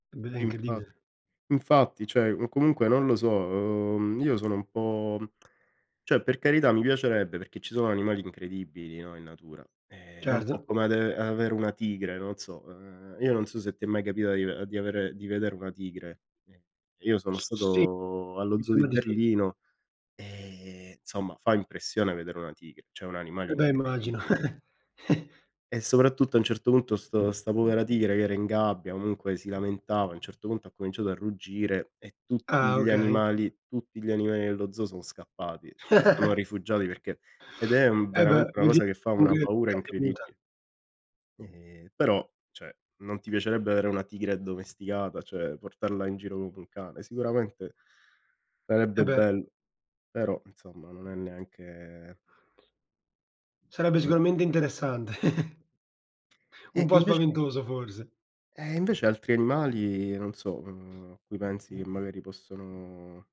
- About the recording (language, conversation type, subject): Italian, unstructured, Ti piacerebbe avere un animale esotico? Perché sì o perché no?
- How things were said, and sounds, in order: tapping; drawn out: "po'"; unintelligible speech; drawn out: "stato"; drawn out: "e"; "insomma" said as "nsomma"; chuckle; laugh; sniff; unintelligible speech; other background noise; drawn out: "neanche"; other noise; "sicuramente" said as "sicuramende"; giggle; drawn out: "possono"